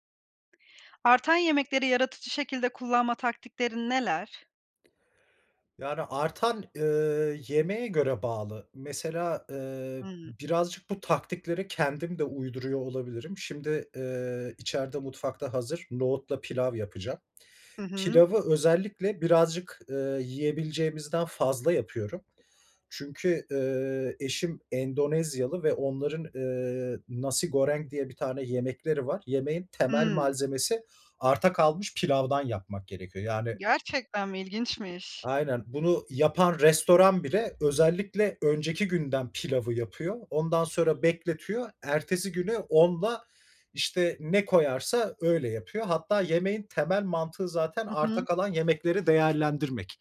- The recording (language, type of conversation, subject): Turkish, podcast, Artan yemekleri yaratıcı şekilde değerlendirmek için hangi taktikleri kullanıyorsun?
- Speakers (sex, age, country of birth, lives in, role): female, 30-34, Turkey, Spain, host; male, 35-39, Germany, Ireland, guest
- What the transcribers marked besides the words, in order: in Indonesian: "nasi goreng"; tapping